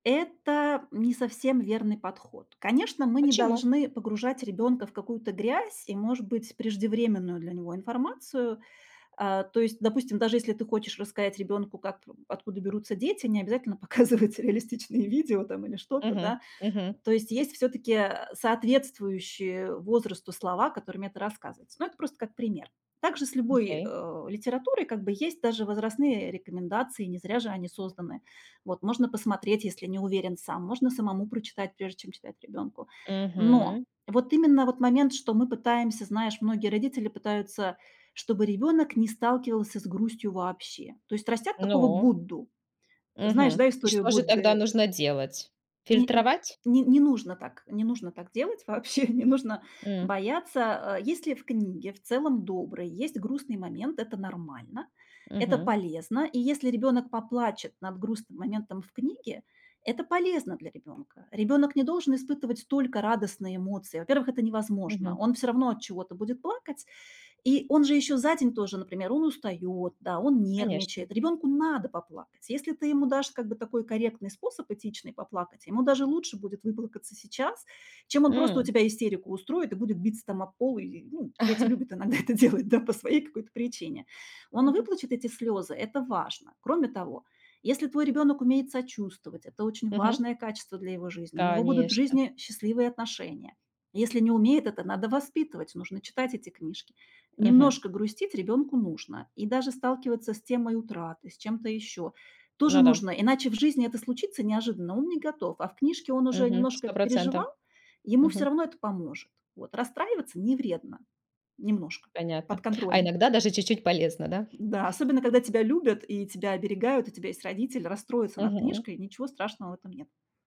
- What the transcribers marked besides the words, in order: laughing while speaking: "показывать реалистичные"; tapping; laughing while speaking: "вообще"; chuckle; laughing while speaking: "любят иногда это делать, да"
- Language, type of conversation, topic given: Russian, podcast, Почему мы так привязываемся к вымышленным героям?